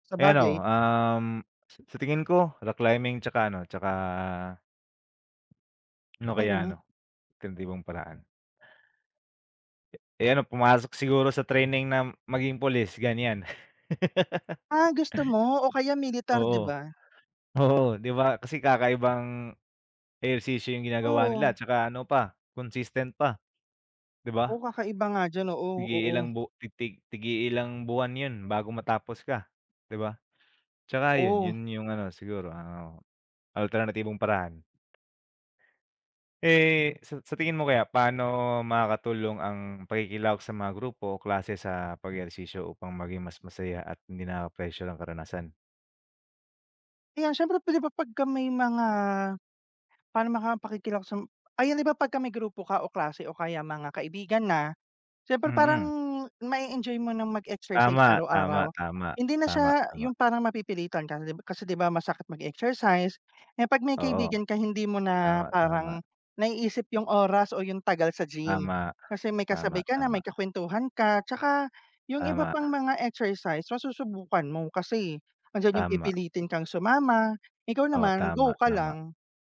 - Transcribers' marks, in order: laugh; other background noise; tapping
- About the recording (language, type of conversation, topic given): Filipino, unstructured, Ano ang mga paborito mong paraan ng pag-eehersisyo na masaya at hindi nakaka-pressure?